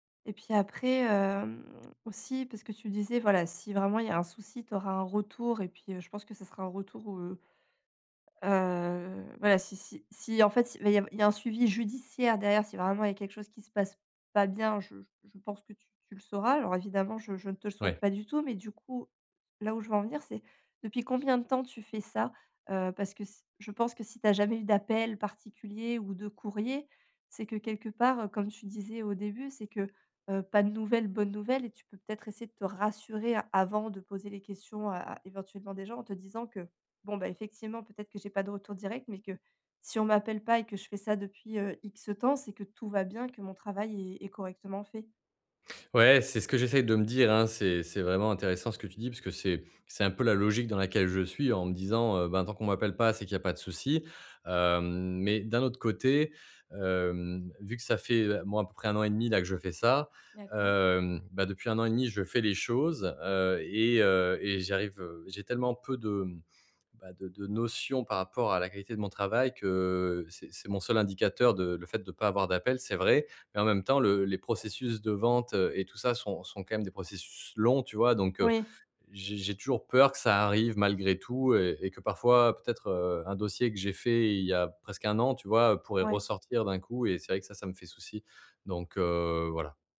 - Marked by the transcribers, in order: stressed: "rassurer"
- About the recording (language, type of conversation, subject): French, advice, Comment puis-je mesurer mes progrès sans me décourager ?